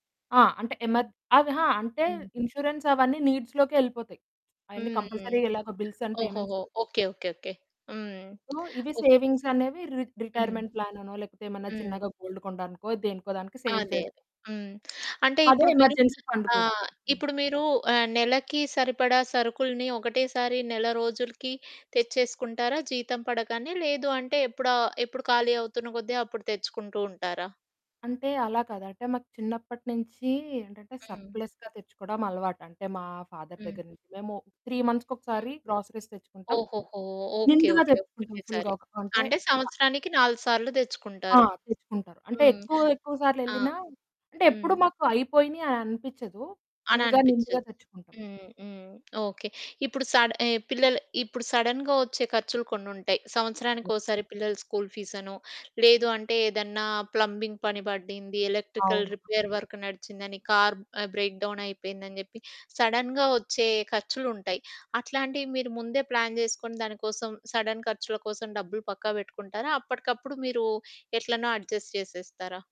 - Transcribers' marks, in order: in English: "నీడ్స్‌లోకే"; in English: "కంపల్సరీగెలాగో బిల్స్ అండ్ పేమెంట్స్ లోకెళ్ళిపోతాయి"; other background noise; in English: "సో"; tapping; in English: "రి రిటైర్‌మెంట్"; in English: "గోల్డ్"; in English: "సేవ్"; in English: "ఎమర్జెన్సీ"; in English: "సర్‌ప్లస్‌గా"; in English: "ఫాదర్"; in English: "త్రీ మంత్స్‌కొకసారి గ్రోసరీస్"; in English: "ఫుల్‌గా"; in English: "ఫుల్‌గా"; in English: "సడన్‌గా"; in English: "ప్లంబింగ్"; in English: "ఎలక్ట్రికల్ రిపేర్ వర్క్"; in English: "బ్రేక్"; in English: "సడన్‌గా"; in English: "ప్లాన్"; in English: "సడన్"; in English: "అడ్జస్ట్"
- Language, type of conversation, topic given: Telugu, podcast, మీరు ఇంటి ఖర్చులను ఎలా ప్రణాళిక చేసుకుంటారు?